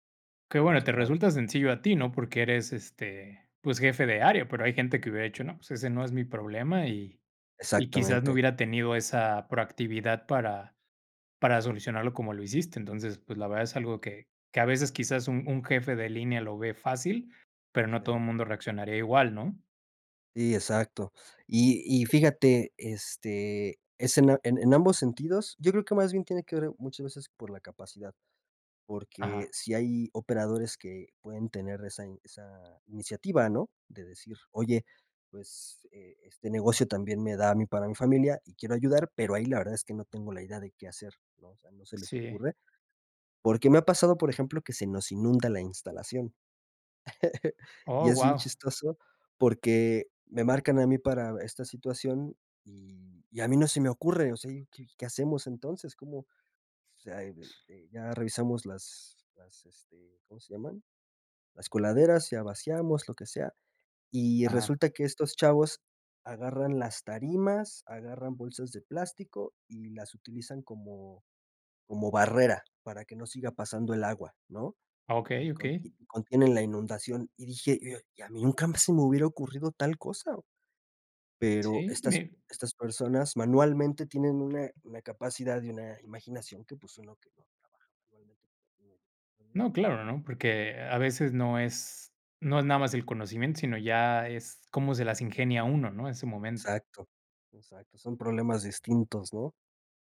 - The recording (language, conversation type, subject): Spanish, podcast, ¿Cómo priorizas tu tiempo entre el trabajo y la familia?
- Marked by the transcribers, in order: other background noise; chuckle; unintelligible speech